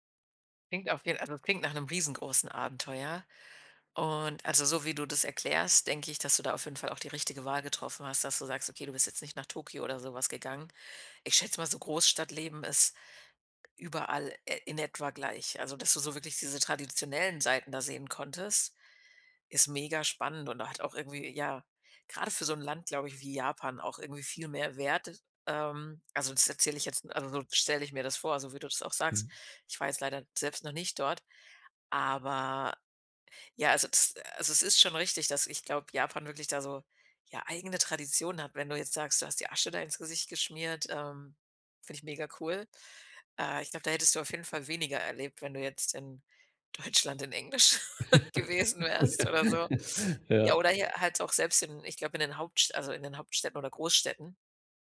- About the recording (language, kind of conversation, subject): German, podcast, Was war deine bedeutendste Begegnung mit Einheimischen?
- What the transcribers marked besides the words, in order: laughing while speaking: "Deutschland in Englisch"; laugh